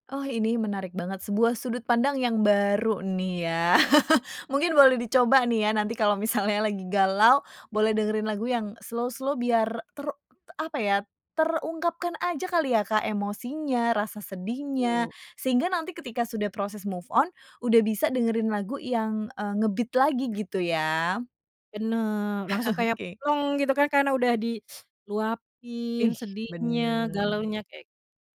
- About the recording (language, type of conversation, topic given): Indonesian, podcast, Bagaimana perubahan suasana hatimu memengaruhi musik yang kamu dengarkan?
- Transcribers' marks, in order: chuckle; laughing while speaking: "misalnya"; in English: "slow-slow"; in English: "move on"; in English: "nge-beat"; chuckle